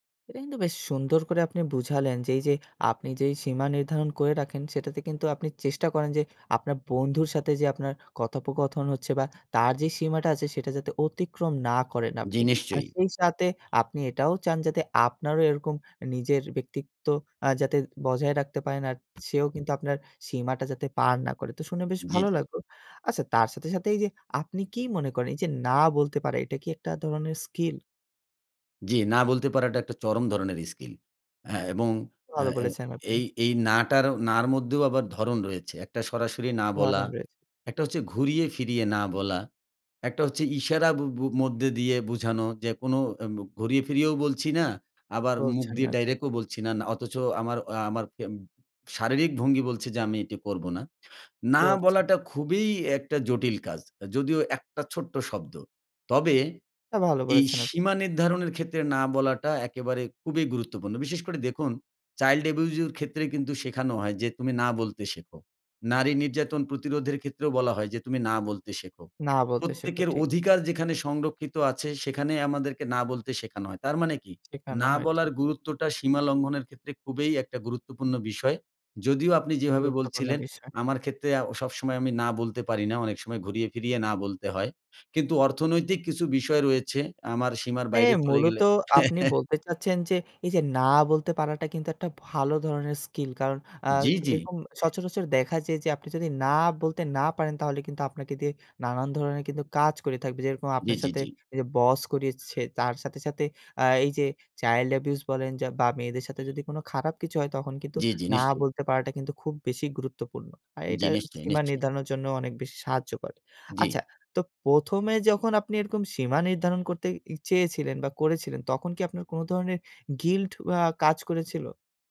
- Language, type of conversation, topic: Bengali, podcast, নিজের সীমা নির্ধারণ করা কীভাবে শিখলেন?
- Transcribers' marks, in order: tapping; "সাথে" said as "সাতে"; "ডাইরেক্টও" said as "ডাইরেকও"; in English: "চাইল্ড অ্যাবিউজ"; "এর" said as "এউ"; "খুবই" said as "খুবেই"; laugh; horn; in English: "চাইল্ড অ্যাবিউজ"; in English: "গিল্ট"